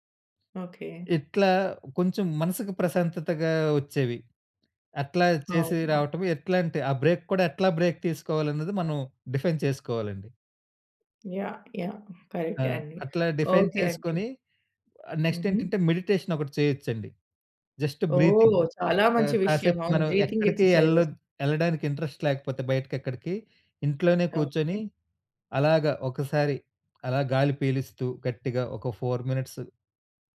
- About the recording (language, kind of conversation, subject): Telugu, podcast, ఒత్తిడిని మీరు ఎలా ఎదుర్కొంటారు?
- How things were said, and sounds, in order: tapping; in English: "బ్రేక్"; in English: "బ్రేక్"; in English: "డిఫైన్"; in English: "కరె‌క్టే"; in English: "డిఫైన్"; in English: "నెక్స్ట్"; in English: "మెడిటేషన్"; in English: "జస్ట్ బ్రీతింగ్"; in English: "బ్రీతింగ్ ఎక్సర్సైజెస్"; in English: "ఇంట్రెస్ట్"; horn; in English: "ఫోర్ మినిట్స్"